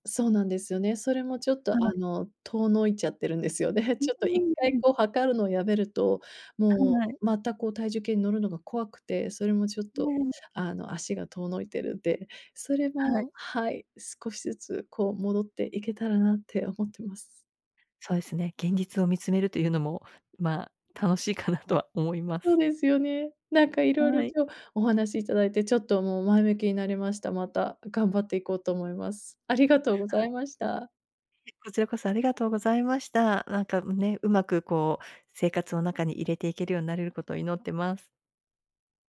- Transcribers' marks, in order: other background noise; laughing while speaking: "楽しいかなとは思います"
- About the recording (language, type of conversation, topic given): Japanese, advice, 小さな習慣を積み重ねて、理想の自分になるにはどう始めればよいですか？